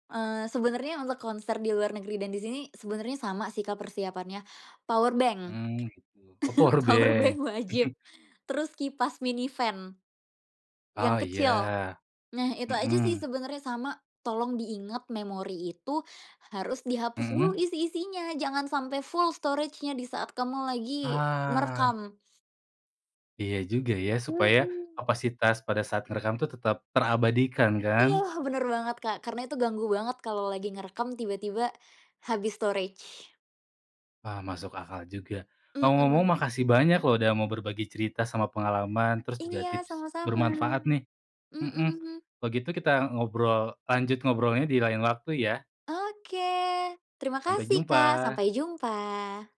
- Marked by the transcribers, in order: in English: "power bank"; in English: "power bank. power bank"; other background noise; chuckle; in English: "mini fan"; in English: "full storage-nya"; in English: "storage"
- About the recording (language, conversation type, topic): Indonesian, podcast, Apa pengalaman menonton konser yang paling berkesan buat kamu?